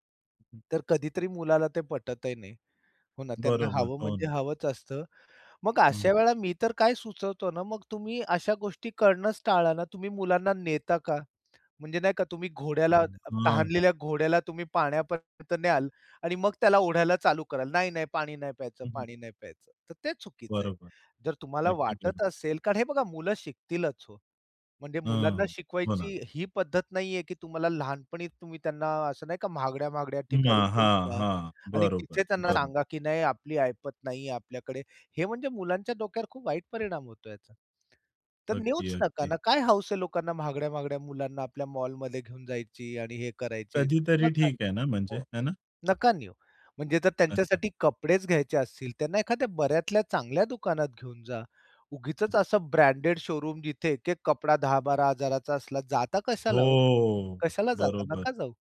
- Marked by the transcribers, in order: other background noise; other noise; tapping; drawn out: "हो"
- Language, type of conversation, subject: Marathi, podcast, तुम्हाला ‘नाही’ म्हणायचं झालं, तर तुम्ही ते कसं करता?